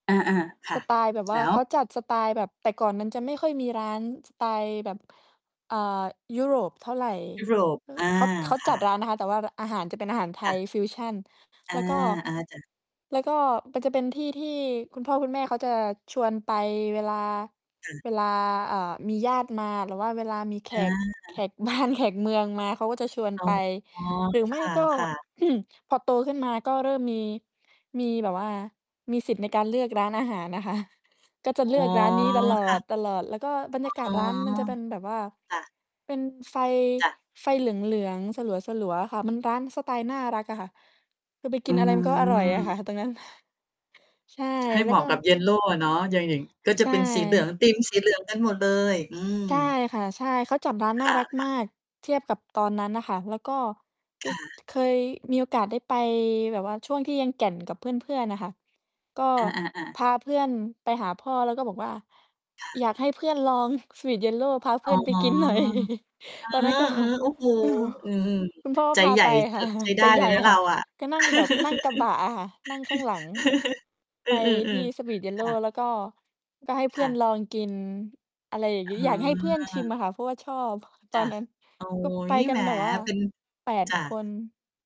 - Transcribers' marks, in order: tapping; other noise; lip smack; laughing while speaking: "แขกบ้านแขกเมืองมา"; distorted speech; throat clearing; other background noise; laughing while speaking: "นะคะ"; laughing while speaking: "อร่อยอะค่ะ"; laughing while speaking: "กินหน่อย ตอนนั้นก็ คุณพ่อก็พาไปค่ะ ใจใหญ่ค่ะ"; surprised: "โอ้โฮ"; laugh
- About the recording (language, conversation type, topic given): Thai, unstructured, ถ้าคุณต้องเล่าเรื่องอาหารที่ประทับใจที่สุด คุณจะเล่าเรื่องอะไร?